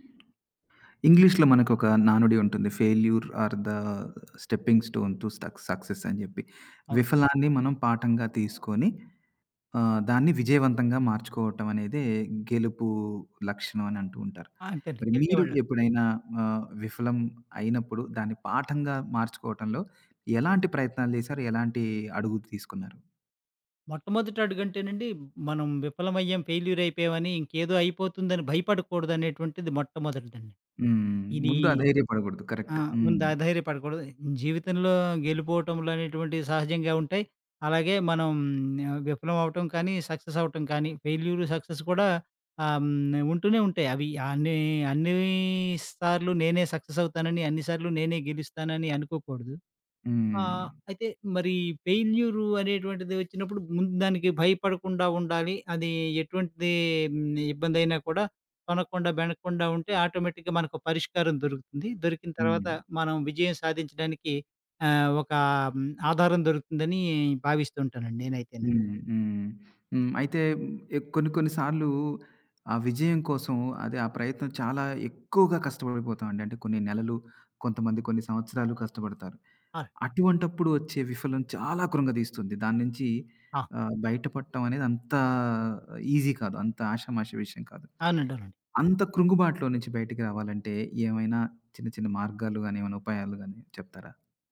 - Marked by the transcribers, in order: tapping; in English: "ఫెయిల్యూర్ ఆర్ ద స్టెప్పింగ్ స్టోన్ టు సక్ సక్సెస్"; other background noise; in English: "సక్సెస్"; in English: "ఆటోమేటిక్‌గా"; stressed: "ఎక్కువగా"; stressed: "చాలా"; in English: "ఈజీ"
- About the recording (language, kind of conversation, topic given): Telugu, podcast, విఫలాన్ని పాఠంగా మార్చుకోవడానికి మీరు ముందుగా తీసుకునే చిన్న అడుగు ఏది?